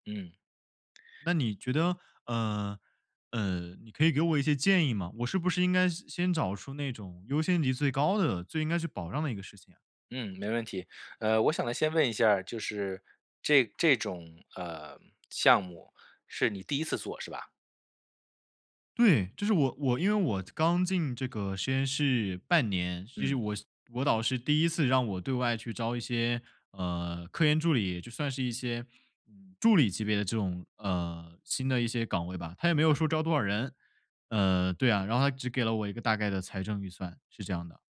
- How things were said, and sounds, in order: none
- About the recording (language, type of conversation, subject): Chinese, advice, 在资金有限的情况下，我该如何确定资源分配的优先级？